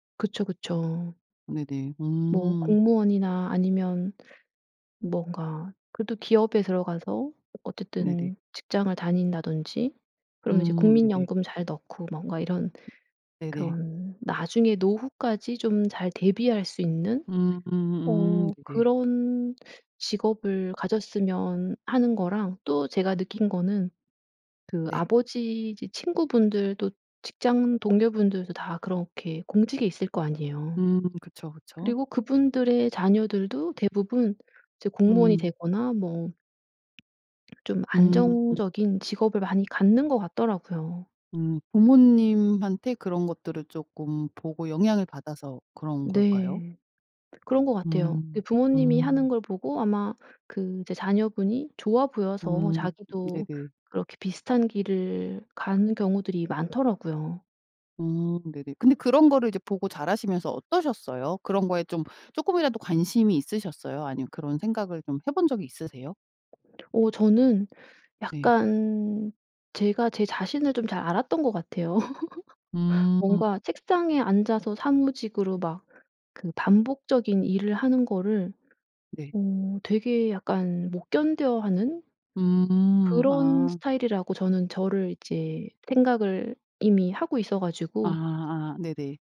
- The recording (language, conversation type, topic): Korean, podcast, 가족이 원하는 직업과 내가 하고 싶은 일이 다를 때 어떻게 해야 할까?
- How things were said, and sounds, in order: tapping; other background noise; laugh